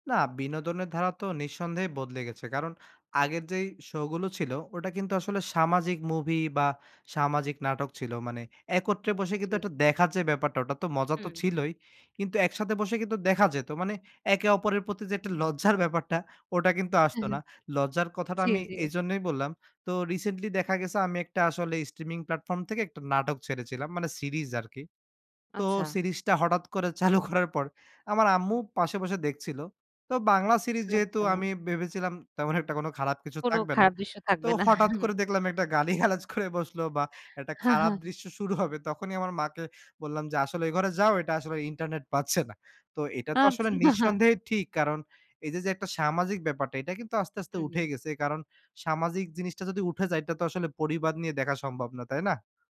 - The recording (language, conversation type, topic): Bengali, podcast, স্ট্রিমিং প্ল্যাটফর্মগুলো কীভাবে বিনোদন উপভোগ করার ধরন বদলে দিয়েছে?
- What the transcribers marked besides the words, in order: laughing while speaking: "চালু করার পর"; laughing while speaking: "গালিগালাজ করে বসলো বা একটা খারাপ দৃশ্য শুরু হবে"; chuckle; laugh; laughing while speaking: "আচ্ছা"